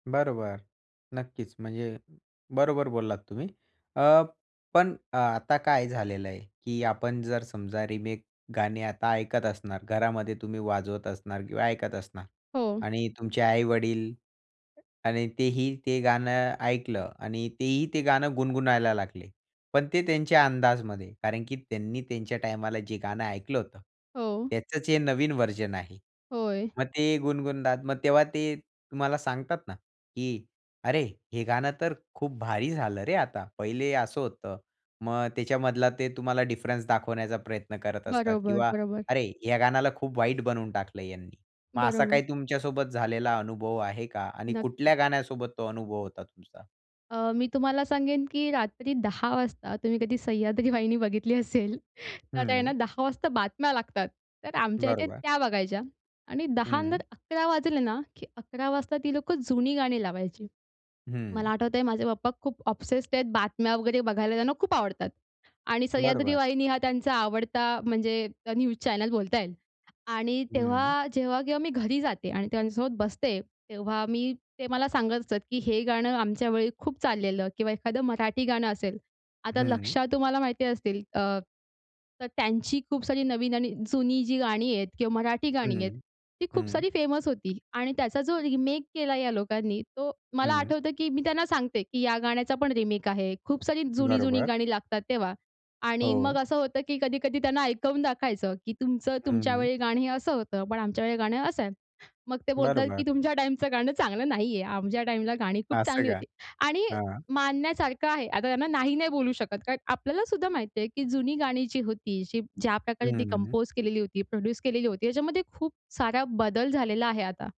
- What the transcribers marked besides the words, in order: other background noise; laughing while speaking: "बघितली असेल"; chuckle; in English: "ऑब्सेस्ट"; in English: "न्यूज चॅनल"; in English: "फेमस"
- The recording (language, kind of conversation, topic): Marathi, podcast, रिमिक्समुळे जुन्या गाण्यांच्या आठवणी कशा बदलतात?